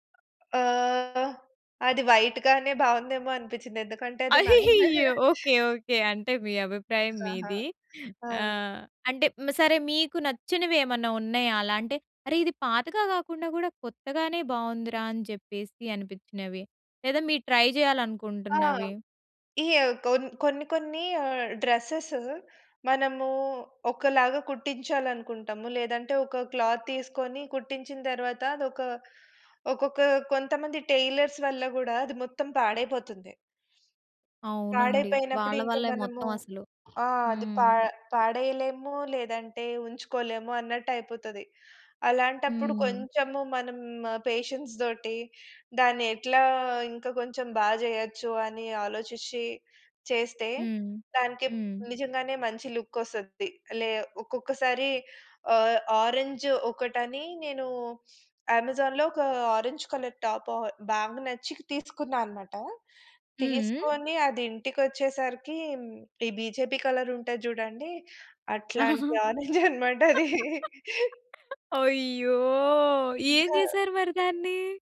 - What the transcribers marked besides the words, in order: in English: "వైట్"; laughing while speaking: "అది మ్యారేజ్ మేయ"; laughing while speaking: "అయ్యయ్యో!"; in English: "ట్రై"; in English: "డ్రెసెస్"; in English: "క్లాత్"; in English: "టైలర్స్"; in English: "పేషెన్స్‌తోటి"; in English: "లుక్"; in English: "ఆరెంజ్"; in English: "ఆరెంజ్ కలర్ టాప్"; in English: "బీజేపీ కలర్"; laughing while speaking: "అయ్యో! ఏం చేసారు మరి దాన్ని?"; laughing while speaking: "ఆరంజ్ అన్నమాట అది"; in English: "ఆరంజ్"
- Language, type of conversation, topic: Telugu, podcast, పాత దుస్తులను కొత్తగా మలచడం గురించి మీ అభిప్రాయం ఏమిటి?